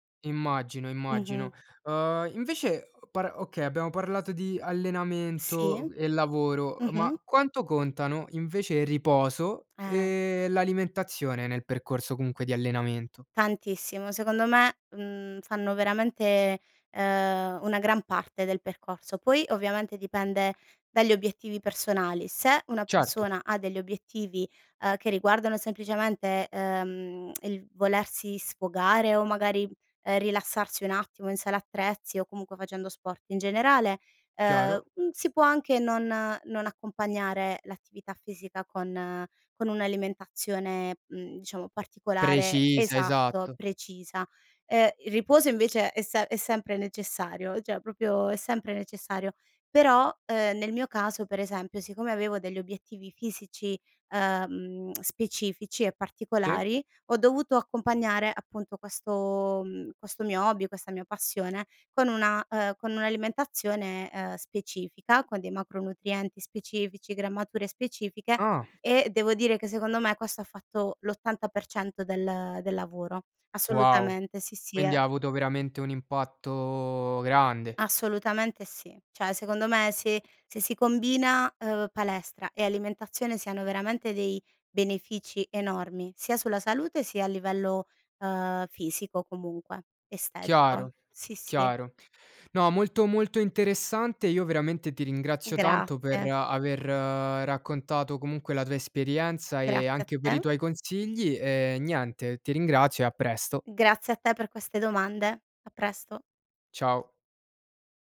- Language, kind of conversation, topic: Italian, podcast, Che consigli daresti a chi vuole iniziare oggi?
- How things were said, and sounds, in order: tapping; tsk; "siccome" said as "sicome"; tsk; "Cioè" said as "ceh"